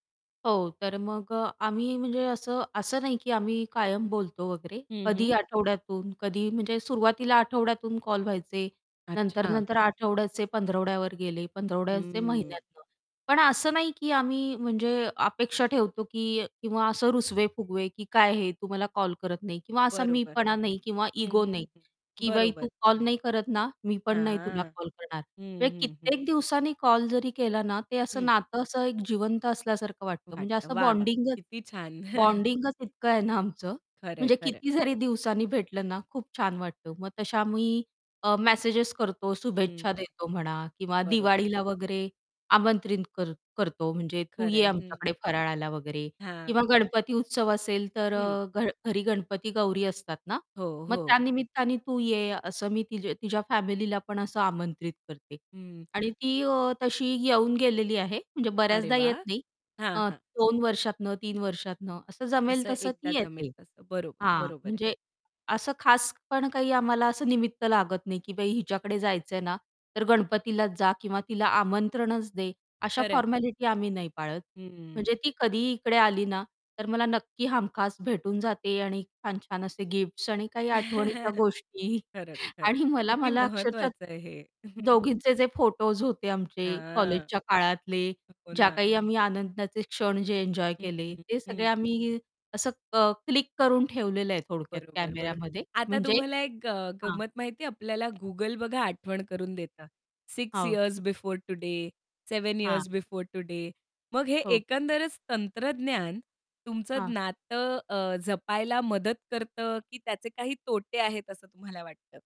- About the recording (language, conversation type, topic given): Marathi, podcast, सतत संपर्क न राहिल्यावर नाती कशी टिकवता येतात?
- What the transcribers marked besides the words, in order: static; distorted speech; other background noise; chuckle; tapping; chuckle; laughing while speaking: "आणि काही आठवणीच्या गोष्टी आणि मला मला अक्षरशः"; chuckle; in English: "सिक्स इयर्स बिफोर टूडे, सेवेन इयर्स बिफोर टूडे"